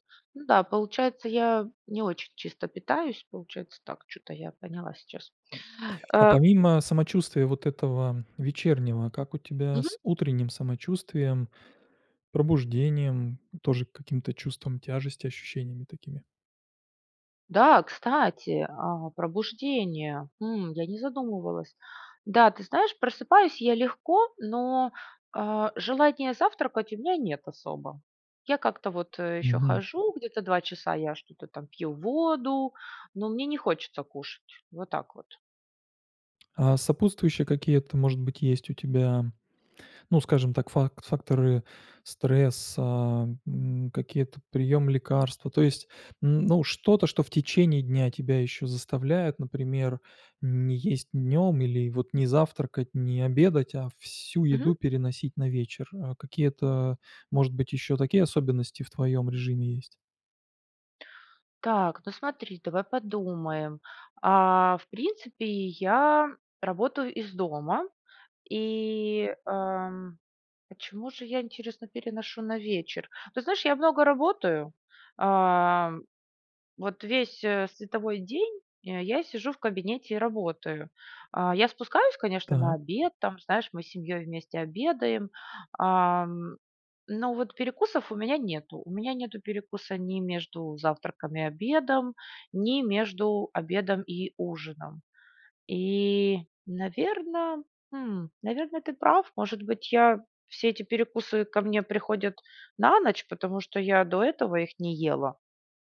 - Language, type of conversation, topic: Russian, advice, Как вечерние перекусы мешают сну и самочувствию?
- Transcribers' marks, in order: other background noise; tapping